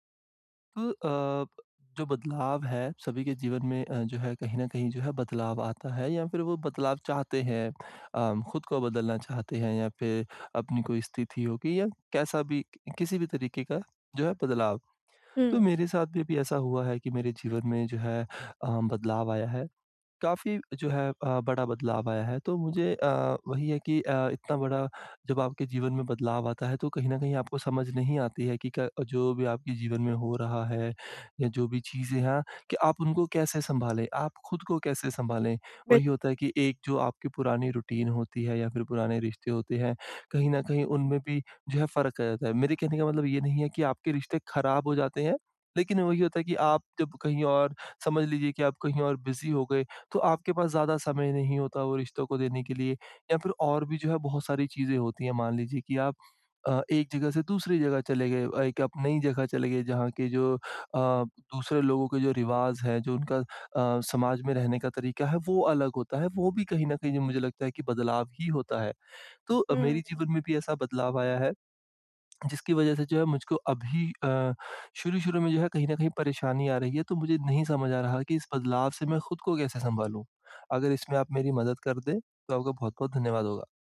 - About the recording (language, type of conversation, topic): Hindi, advice, बदलते हालातों के साथ मैं खुद को कैसे समायोजित करूँ?
- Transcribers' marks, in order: in English: "रूटीन"; in English: "बिज़ी"